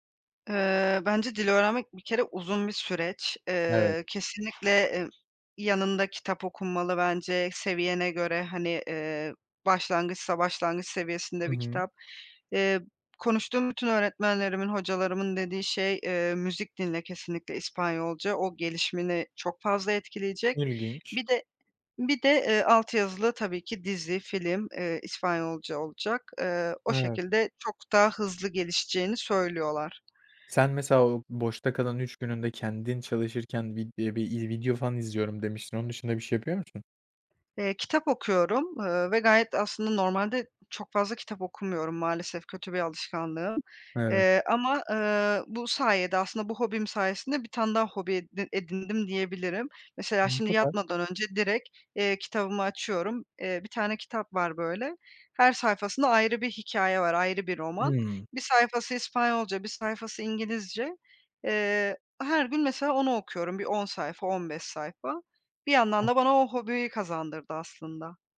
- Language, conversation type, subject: Turkish, podcast, Hobiler günlük stresi nasıl azaltır?
- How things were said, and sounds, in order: other background noise; tapping; unintelligible speech